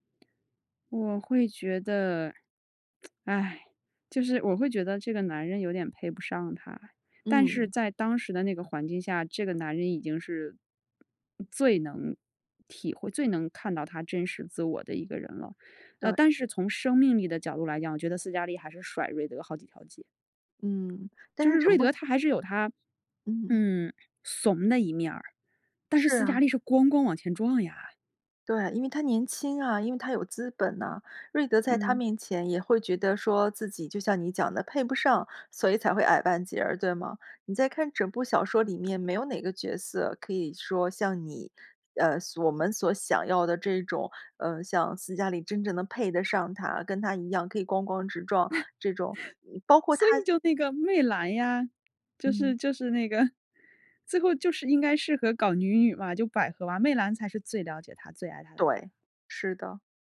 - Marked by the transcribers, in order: tsk; other noise; chuckle; laughing while speaking: "所以就那个"; chuckle
- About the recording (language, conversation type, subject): Chinese, podcast, 有没有一部作品改变过你的人生态度？